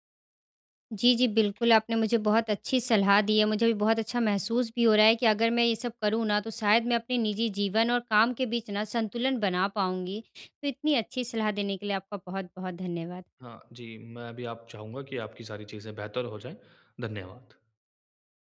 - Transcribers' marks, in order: none
- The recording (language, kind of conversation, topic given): Hindi, advice, काम और सामाजिक जीवन के बीच संतुलन